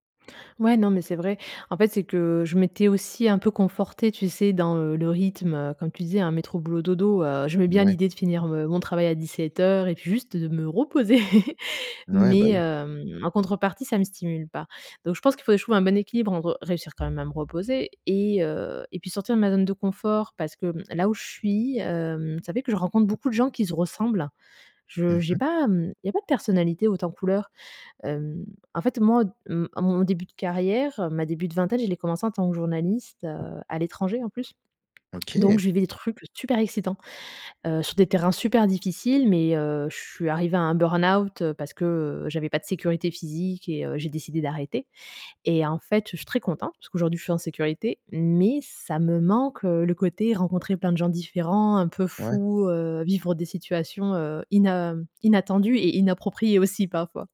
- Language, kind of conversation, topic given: French, advice, Comment surmonter la peur de vivre une vie par défaut sans projet significatif ?
- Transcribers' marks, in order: tapping; stressed: "juste"; laugh; laughing while speaking: "aussi"